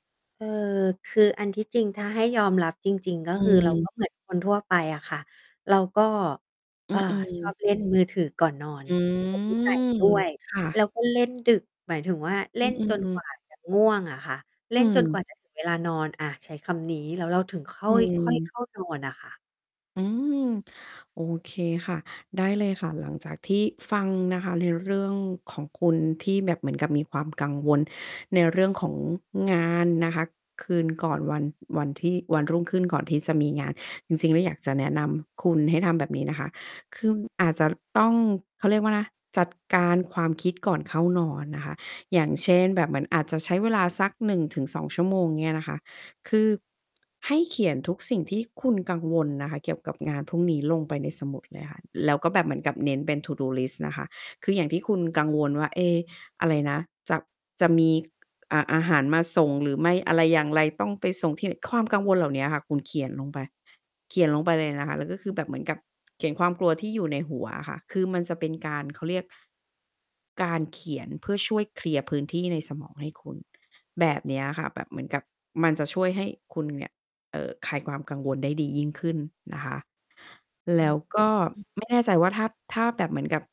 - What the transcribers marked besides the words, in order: distorted speech; static; in English: "To do list"
- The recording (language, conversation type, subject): Thai, advice, ฉันนอนไม่หลับเพราะกังวลเกี่ยวกับงานสำคัญในวันพรุ่งนี้ ควรทำอย่างไรดี?